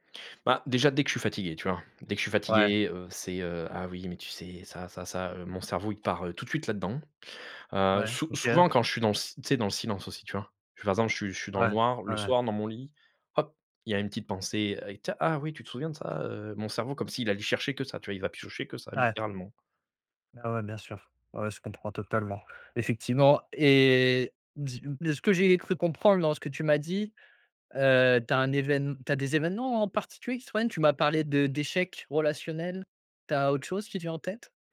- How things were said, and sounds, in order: other background noise; tapping
- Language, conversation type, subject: French, advice, Ruminer constamment des événements passés